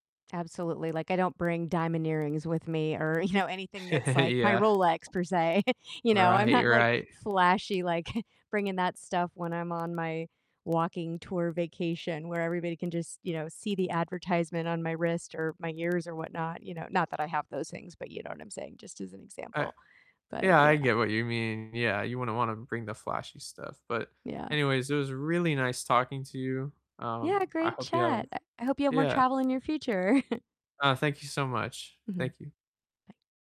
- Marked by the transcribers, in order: distorted speech; laughing while speaking: "you know"; chuckle; other background noise; chuckle; laughing while speaking: "like"; chuckle
- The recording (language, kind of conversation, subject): English, unstructured, Have you ever been scammed while traveling?